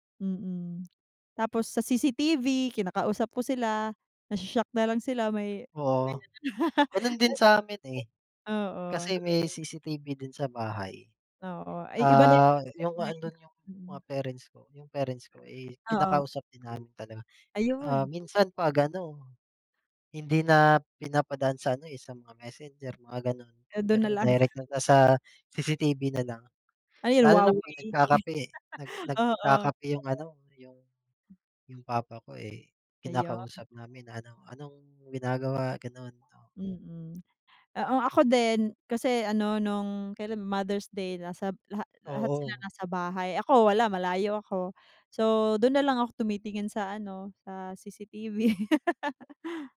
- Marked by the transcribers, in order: unintelligible speech; laugh; chuckle; laugh; laugh
- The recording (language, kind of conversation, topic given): Filipino, unstructured, Paano mo inilalarawan ang iyong pamilya?